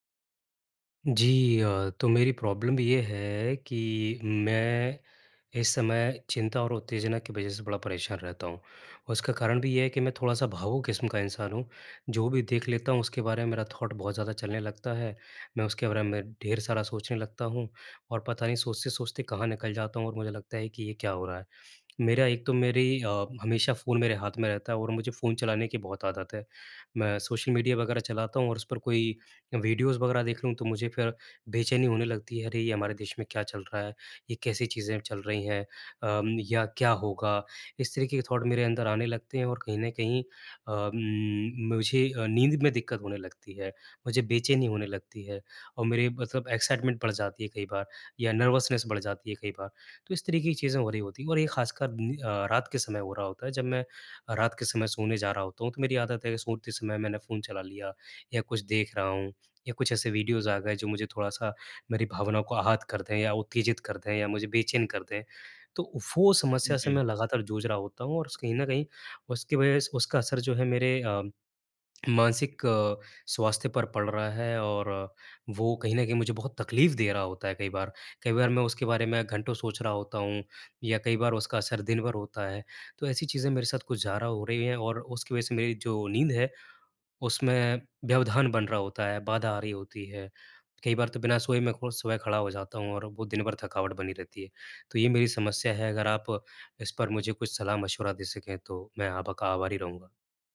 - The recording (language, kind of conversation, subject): Hindi, advice, सोने से पहले स्क्रीन देखने से चिंता और उत्तेजना कैसे कम करूँ?
- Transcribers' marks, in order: in English: "प्रॉब्लम"; in English: "थॉट"; in English: "वीडियोज़"; in English: "थॉट"; in English: "एक्साइटमेंट"; in English: "नर्वसनेस"; in English: "वीडियोज़"; "ज़्यादा" said as "जारा"